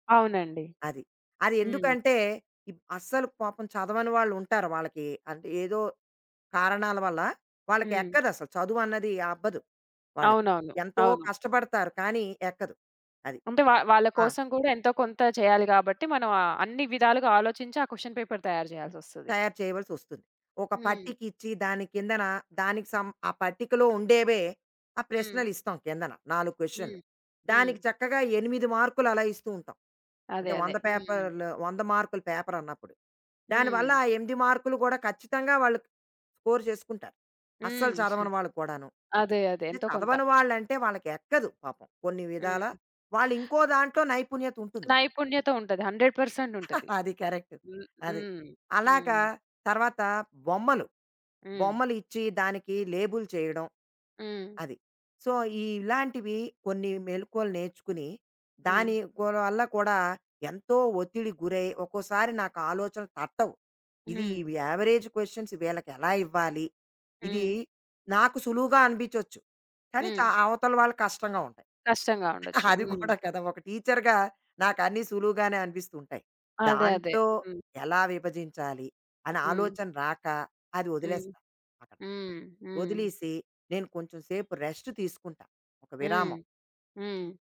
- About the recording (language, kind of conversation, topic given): Telugu, podcast, ఆలోచనలు నిలిచిపోయినప్పుడు మీరు ఏమి చేస్తారు?
- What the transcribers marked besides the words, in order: other background noise; in English: "క్వశ్చన్ పేపర్"; in English: "సమ్"; in English: "స్కోర్"; chuckle; tapping; in English: "హండ్రెడ్ పర్సెంట్"; chuckle; in English: "కరెక్ట్"; in English: "లేబుల్"; in English: "సో"; in English: "యావరేజ్ క్వశ్చన్స్"; laughing while speaking: "అది కూడా కదా!"; in English: "టీచర్‌గా"; in English: "రెస్ట్"